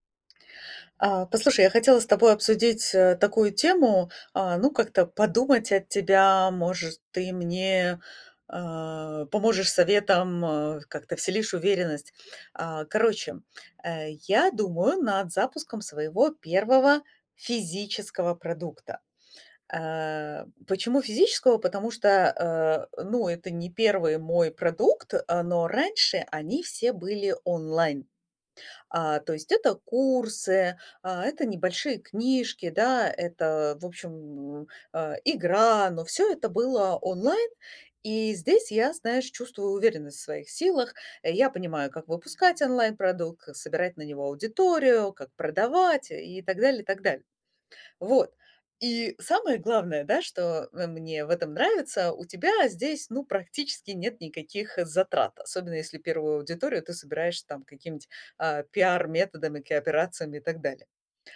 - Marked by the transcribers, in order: stressed: "физического"
- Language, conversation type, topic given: Russian, advice, Как справиться с постоянным страхом провала при запуске своего первого продукта?